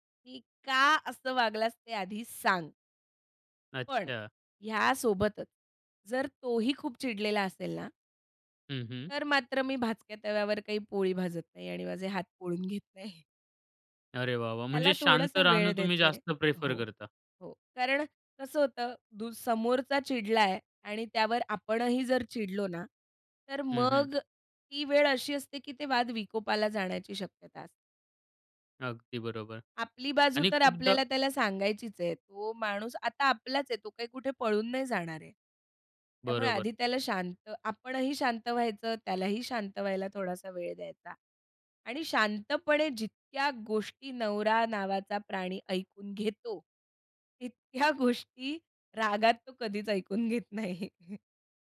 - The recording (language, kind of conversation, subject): Marathi, podcast, साथीदाराशी संवाद सुधारण्यासाठी कोणते सोपे उपाय सुचवाल?
- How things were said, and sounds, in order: laughing while speaking: "घेत नाही"; in English: "प्रेफर"; laughing while speaking: "तितक्या गोष्टी रागात तो कधीच ऐकून घेत नाही"